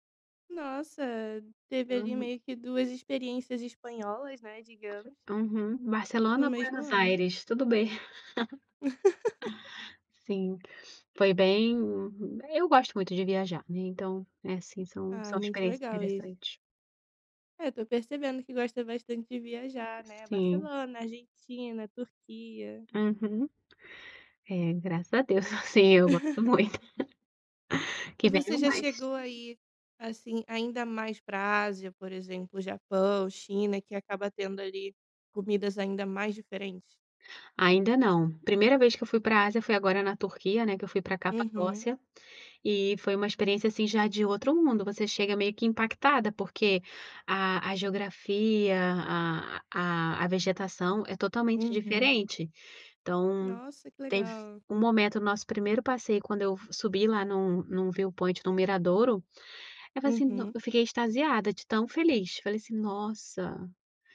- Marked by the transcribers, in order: laugh; chuckle; laugh; in English: "viewpoint"
- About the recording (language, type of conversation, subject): Portuguese, podcast, Qual foi a melhor comida que você experimentou viajando?